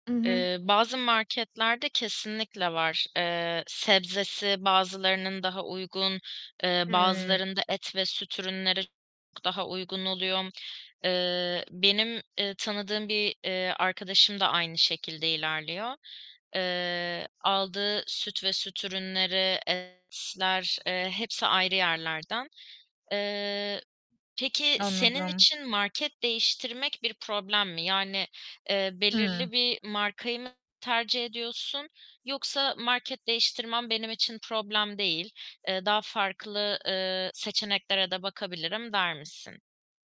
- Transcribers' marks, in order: other background noise; unintelligible speech; distorted speech
- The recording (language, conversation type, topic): Turkish, advice, Bütçem kısıtlıyken sağlıklı ve uygun fiyatlı market alışverişini nasıl yapabilirim?